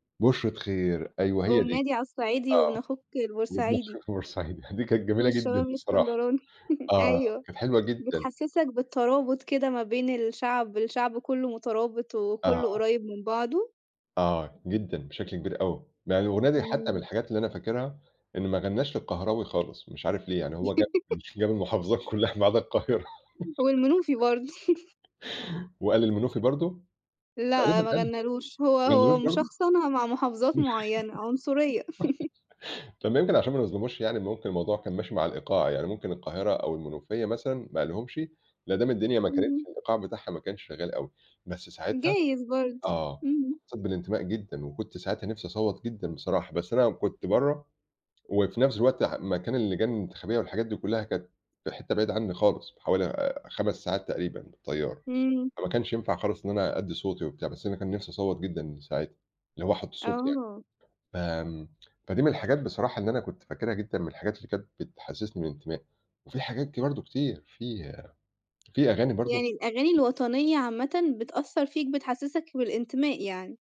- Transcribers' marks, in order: laughing while speaking: "وابن أخوك البورسعيدي"; chuckle; chuckle; chuckle; giggle; tapping; giggle; chuckle; other background noise
- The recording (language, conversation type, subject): Arabic, podcast, إزاي الموسيقى بتقوّي عندك إحساسك بالانتماء؟